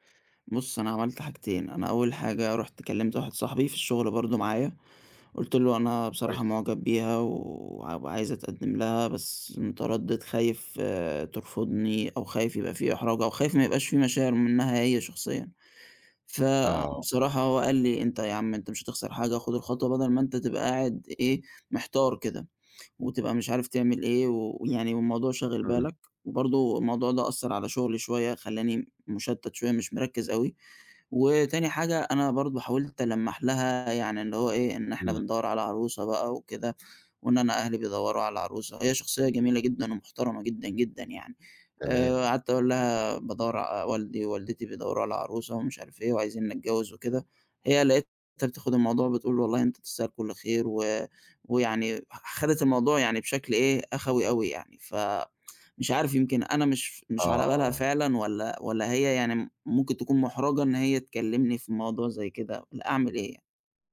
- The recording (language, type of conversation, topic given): Arabic, advice, إزاي أقدر أتغلب على ترددي إني أشارك مشاعري بجد مع شريكي العاطفي؟
- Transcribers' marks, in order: none